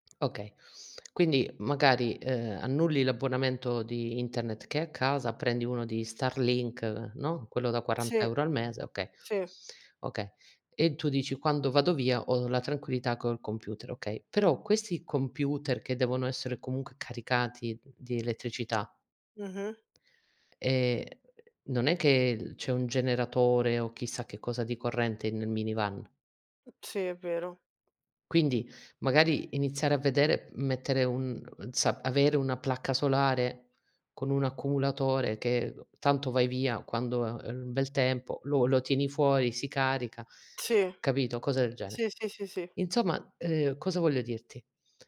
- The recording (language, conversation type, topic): Italian, unstructured, Hai mai rinunciato a un sogno? Perché?
- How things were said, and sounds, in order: tapping; other background noise; "Insomma" said as "Inzomma"